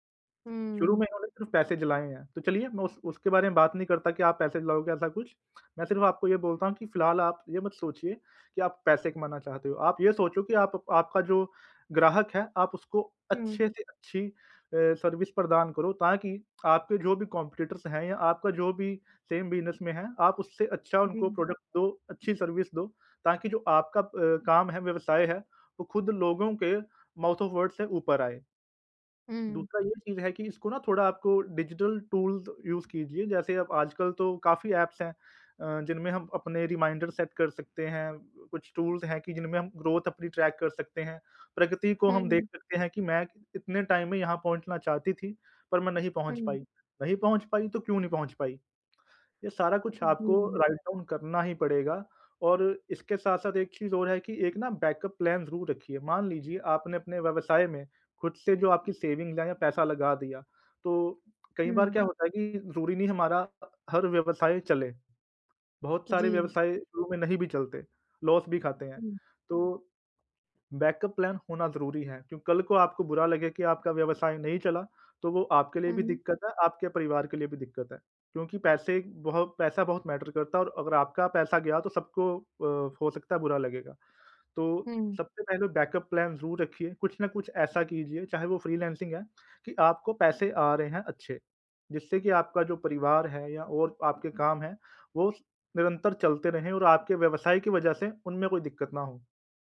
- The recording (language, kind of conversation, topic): Hindi, advice, मैं अपनी प्रगति की समीक्षा कैसे करूँ और प्रेरित कैसे बना रहूँ?
- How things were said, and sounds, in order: in English: "सर्विस"; in English: "कॉम्पिटिटर्स"; in English: "सेम"; in English: "प्रोडक्ट"; in English: "सर्विस"; in English: "माउथ ऑफ वर्ड्स"; in English: "डिजिटल टूल्स यूज़"; in English: "रिमाइंडर सेट"; in English: "टूल्स"; in English: "ग्रोथ"; in English: "ट्रैक"; in English: "टाइम"; in English: "राइट डाउन"; in English: "बैकअप प्लान"; in English: "सेविंग"; in English: "लॉस"; in English: "बैकअप प्लान"; in English: "मैटर"; in English: "बैकअप प्लान"